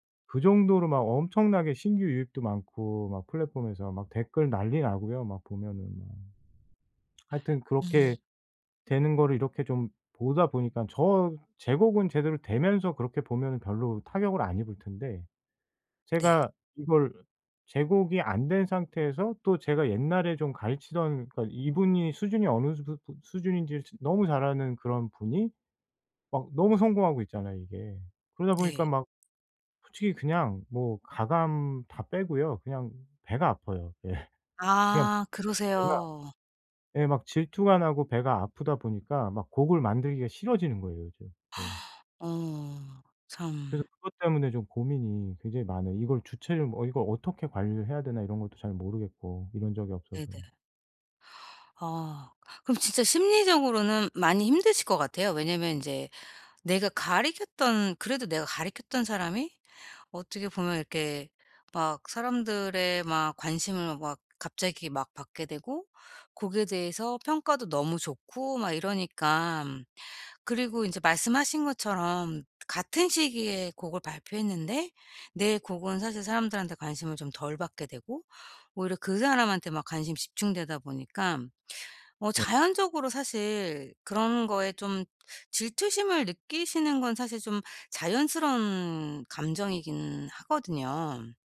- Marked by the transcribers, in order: tapping; laughing while speaking: "예"; gasp; other background noise
- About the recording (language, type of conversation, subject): Korean, advice, 친구가 잘될 때 질투심이 드는 저는 어떻게 하면 좋을까요?